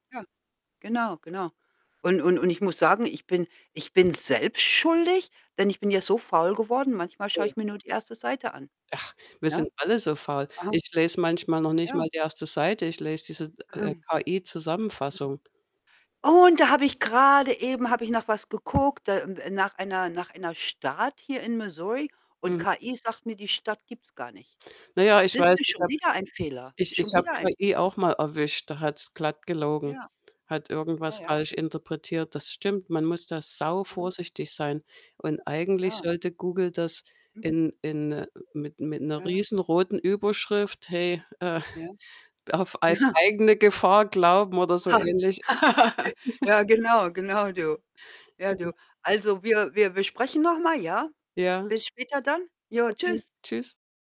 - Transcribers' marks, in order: static; other background noise; distorted speech; other noise; laughing while speaking: "Ja"; snort; laugh; chuckle
- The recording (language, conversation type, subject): German, unstructured, Welche Rolle spielen soziale Medien in der Politik?